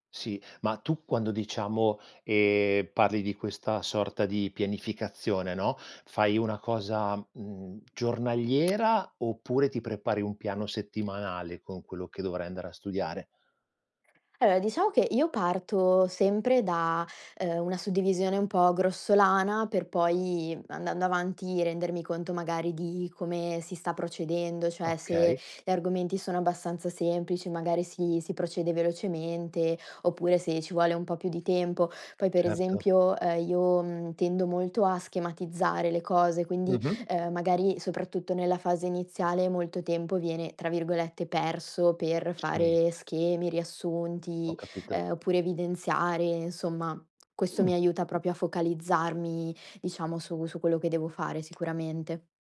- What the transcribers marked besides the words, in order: other background noise; "proprio" said as "propio"
- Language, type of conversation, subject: Italian, podcast, Come costruire una buona routine di studio che funzioni davvero?